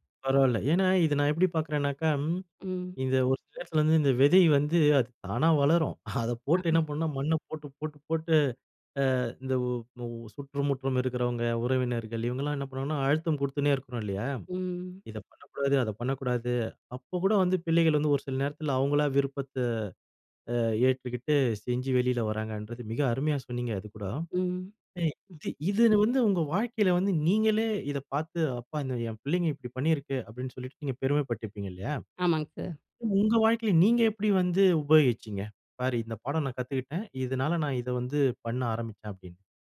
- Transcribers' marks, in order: other noise; other background noise
- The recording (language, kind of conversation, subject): Tamil, podcast, குழந்தைகளிடம் இருந்து நீங்கள் கற்றுக்கொண்ட எளிய வாழ்க்கைப் பாடம் என்ன?